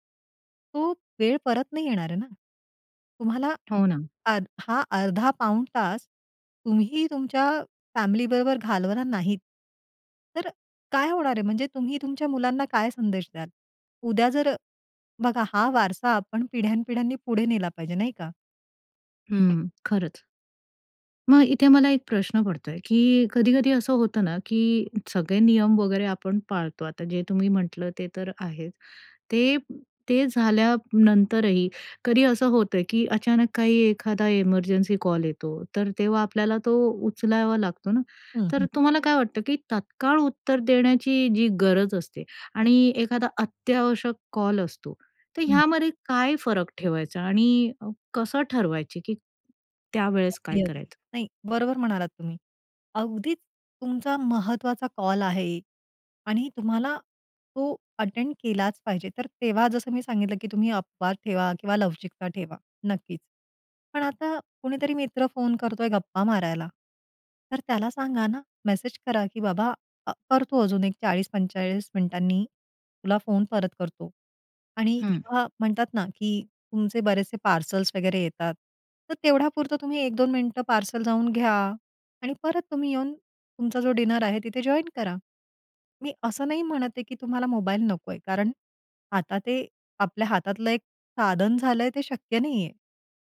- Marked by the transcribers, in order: other background noise; in English: "अटेंड"; in English: "डिनर"; in English: "जॉइन"
- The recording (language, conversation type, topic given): Marathi, podcast, कुटुंबीय जेवणात मोबाईल न वापरण्याचे नियम तुम्ही कसे ठरवता?